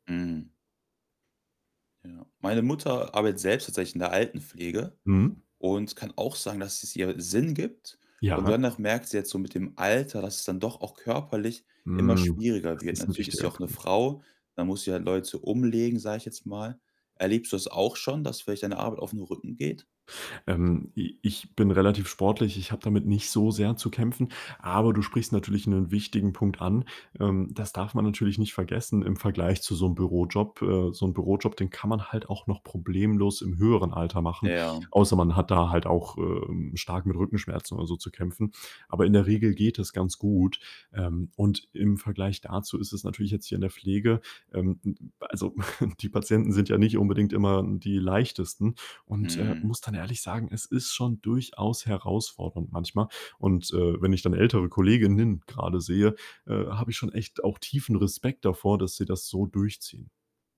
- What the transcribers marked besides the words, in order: static; other background noise; chuckle
- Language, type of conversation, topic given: German, podcast, Was bedeutet Arbeit für dich, abgesehen vom Geld?